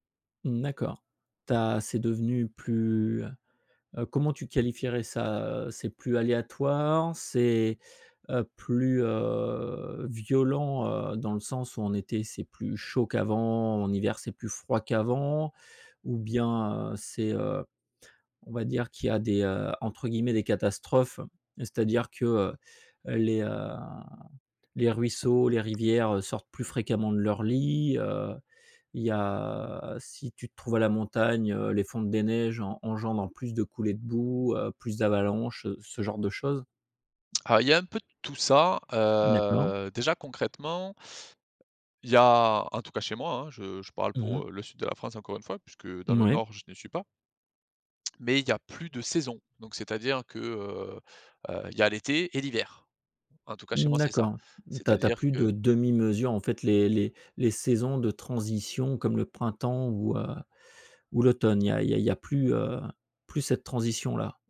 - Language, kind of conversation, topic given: French, podcast, Que penses-tu des saisons qui changent à cause du changement climatique ?
- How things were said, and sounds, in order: drawn out: "heu"; drawn out: "heu"; tapping; drawn out: "heu"